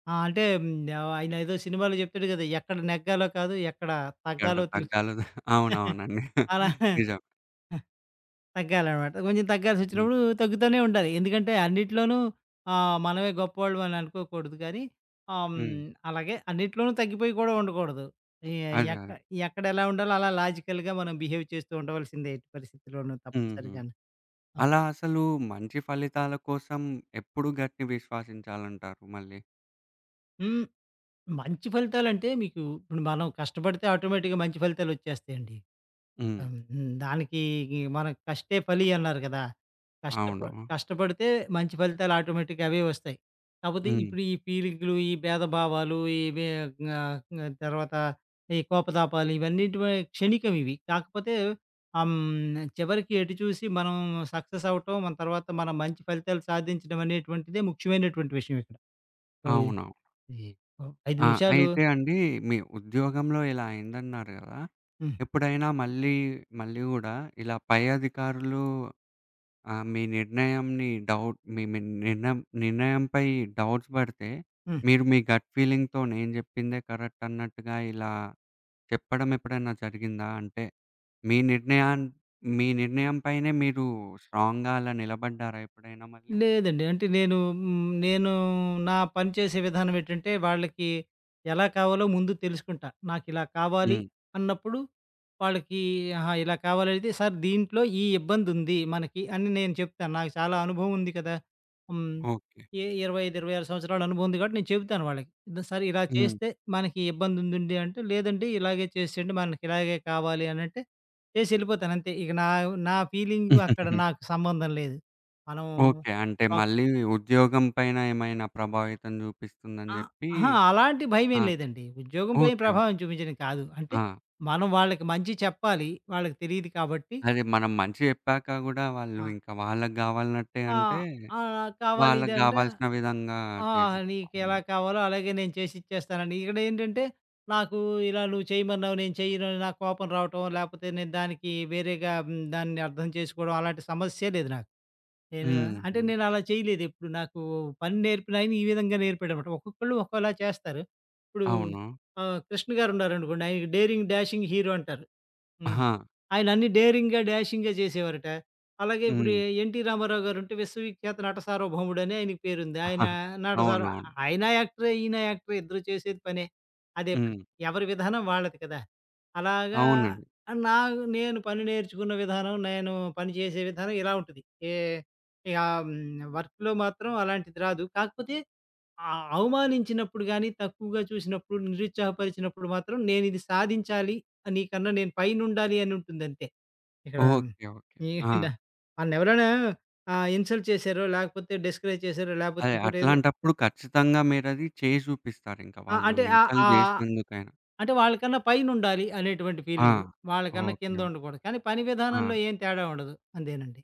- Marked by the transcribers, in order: chuckle; tapping; in English: "లాజికల్‌గా"; in English: "బిహేవ్"; in English: "గట్‌ని"; in English: "ఆటోమేటిక్‌గా"; in English: "ఆటోమేటిక్‌గా"; in English: "సక్సెస్"; in English: "డౌట్"; in English: "డౌట్స్"; in English: "గట్ ఫీలింగ్‌తోనే"; in English: "కరెక్ట్"; in English: "స్ట్రాంగ్‌గా"; chuckle; in English: "డేరింగ్, డాషింగ్ హీరో"; chuckle; in English: "ఇన్సల్ట్"; in English: "డిస్కరేజ్"; other background noise; in English: "ఇన్సల్ట్"
- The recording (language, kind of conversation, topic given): Telugu, podcast, గట్ ఫీలింగ్ వచ్చినప్పుడు మీరు ఎలా స్పందిస్తారు?